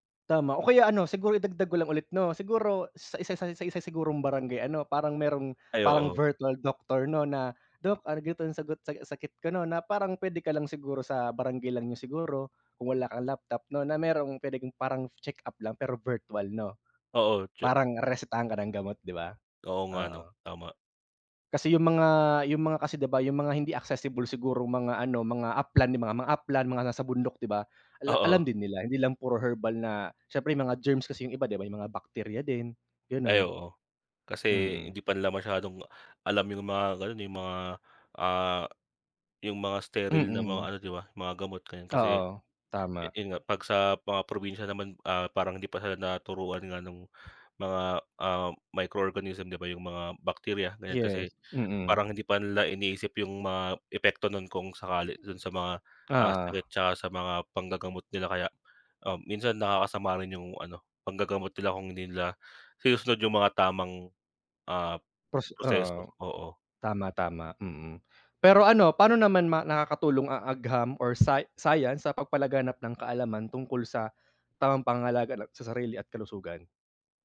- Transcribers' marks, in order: tapping; "upland" said as "aplan"; "upland" said as "aplan"; in English: "microorganism"
- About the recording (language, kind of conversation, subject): Filipino, unstructured, Sa anong mga paraan nakakatulong ang agham sa pagpapabuti ng ating kalusugan?